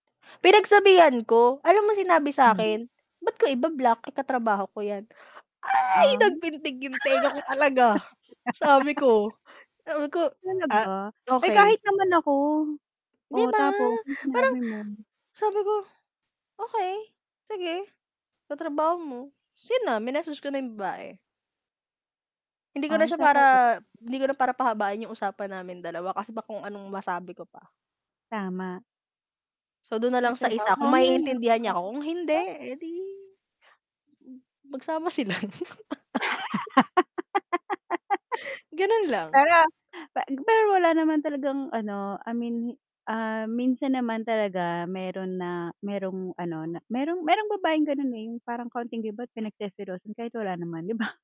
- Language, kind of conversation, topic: Filipino, unstructured, Paano mo haharapin ang selos sa isang relasyon?
- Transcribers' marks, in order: static; unintelligible speech; laugh; angry: "Ay! Nagpintig yung tenga ko talaga! Sabi ko"; unintelligible speech; distorted speech; unintelligible speech; laugh; tapping; laughing while speaking: "sila"; laugh; in English: "I mean"